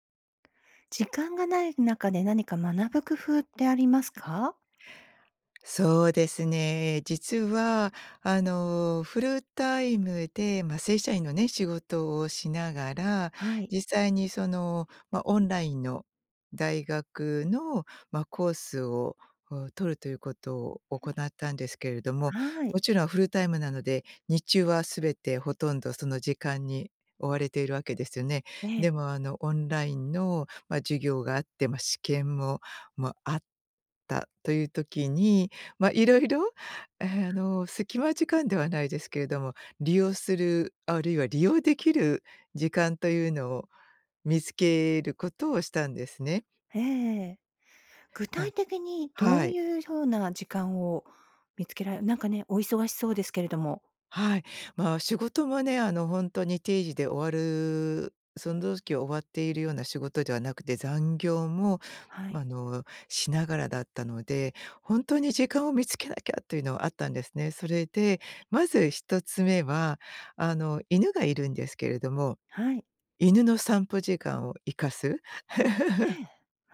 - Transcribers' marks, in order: tapping; other noise; laugh
- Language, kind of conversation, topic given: Japanese, podcast, 時間がないとき、効率よく学ぶためにどんな工夫をしていますか？